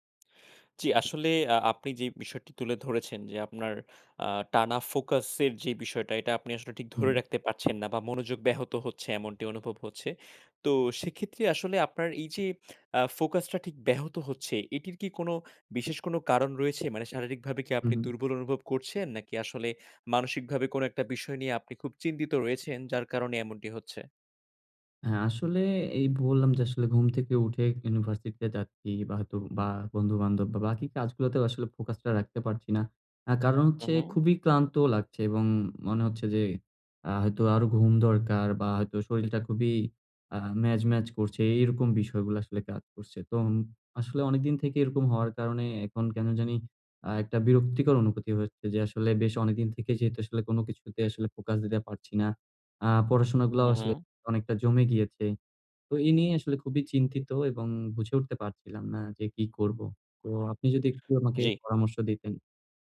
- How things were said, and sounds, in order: other background noise; lip smack; tapping
- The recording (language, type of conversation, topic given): Bengali, advice, কীভাবে আমি দীর্ঘ সময় মনোযোগ ধরে রেখে কর্মশক্তি বজায় রাখতে পারি?